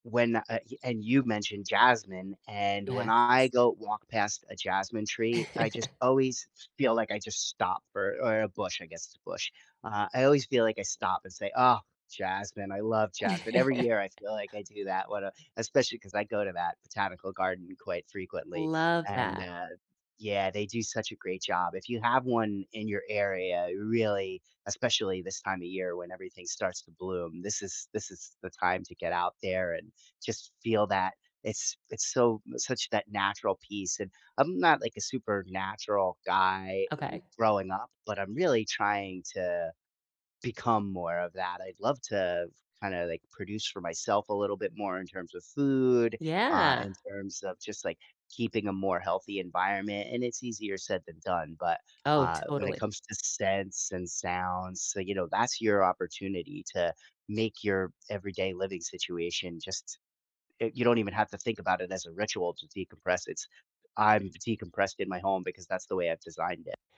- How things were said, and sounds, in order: other background noise; chuckle; tapping; chuckle
- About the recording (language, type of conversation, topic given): English, unstructured, Which simple rituals help you decompress after a busy day, and what makes them meaningful to you?
- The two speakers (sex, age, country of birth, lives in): female, 45-49, United States, United States; male, 45-49, United States, United States